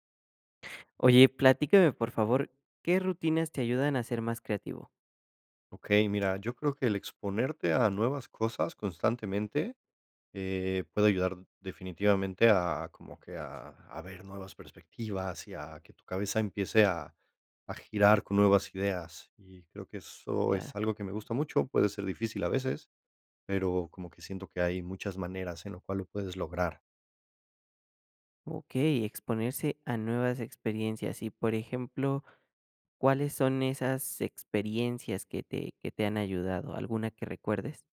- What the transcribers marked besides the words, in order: none
- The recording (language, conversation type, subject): Spanish, podcast, ¿Qué rutinas te ayudan a ser más creativo?